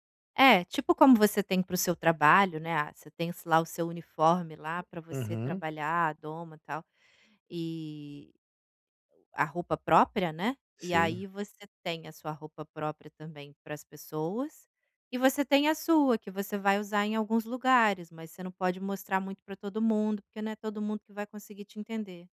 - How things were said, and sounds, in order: other background noise
- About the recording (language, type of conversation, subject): Portuguese, advice, Como posso lidar com o medo de ser julgado em público?